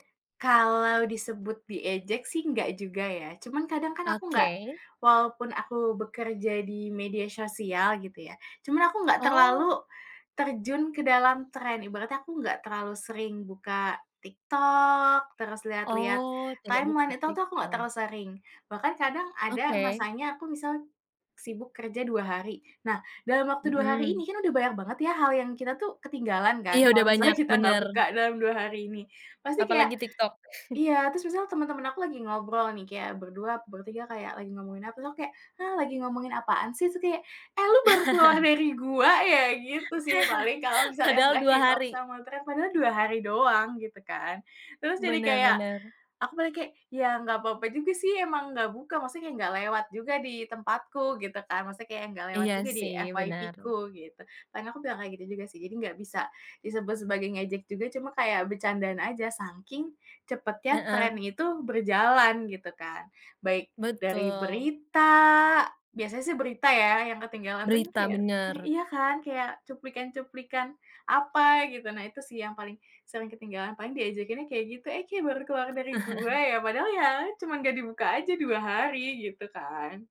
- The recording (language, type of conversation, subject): Indonesian, podcast, Menurutmu, bagaimana pengaruh media sosial terhadap gayamu?
- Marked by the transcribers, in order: in English: "timeline"; chuckle; chuckle; chuckle; laughing while speaking: "Padahal dua hari"; in English: "keep up"; in English: "FYP-ku"; tapping; chuckle